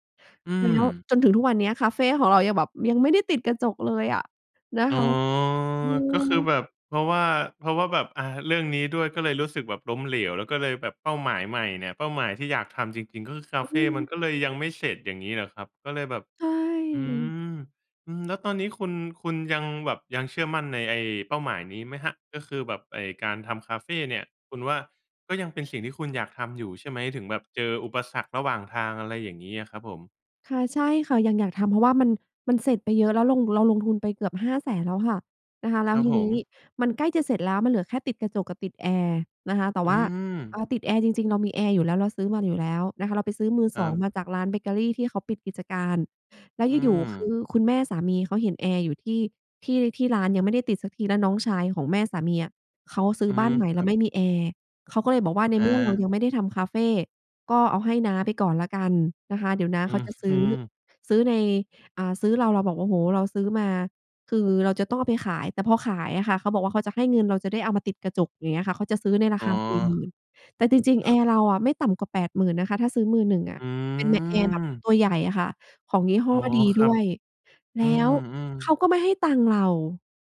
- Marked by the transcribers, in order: tapping; other noise
- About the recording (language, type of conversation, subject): Thai, advice, ความล้มเหลวในอดีตทำให้คุณกลัวการตั้งเป้าหมายใหม่อย่างไร?